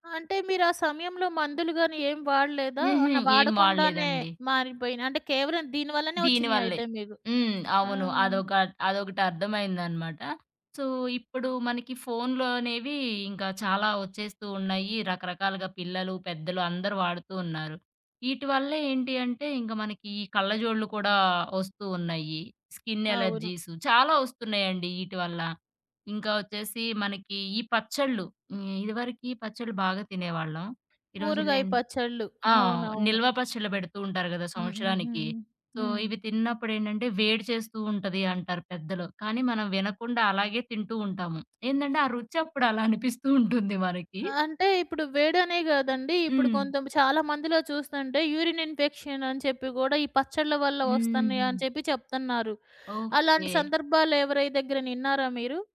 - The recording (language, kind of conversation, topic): Telugu, podcast, వయస్సు పెరిగేకొద్దీ మీ ఆహార రుచుల్లో ఏలాంటి మార్పులు వచ్చాయి?
- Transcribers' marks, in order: in English: "సో"; in English: "స్కిన్ ఎలర్జీస్"; in English: "సో"; other background noise; "కొంచెం" said as "కొంతెం"; in English: "యూరిన్ ఇన్ఫెక్షన్"